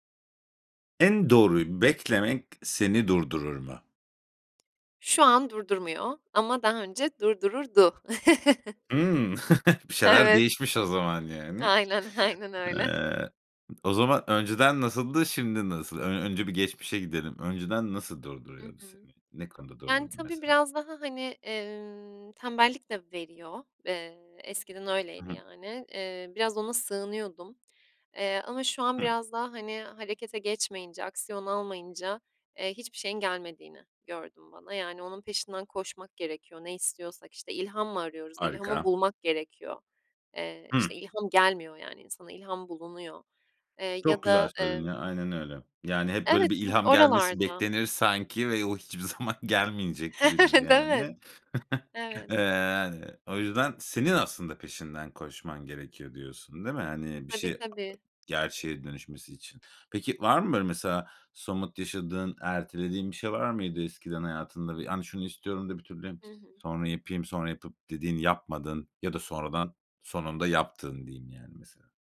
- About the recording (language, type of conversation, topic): Turkish, podcast, En doğru olanı beklemek seni durdurur mu?
- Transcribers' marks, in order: chuckle; other background noise; laughing while speaking: "zaman"; laughing while speaking: "Evet"; chuckle; other noise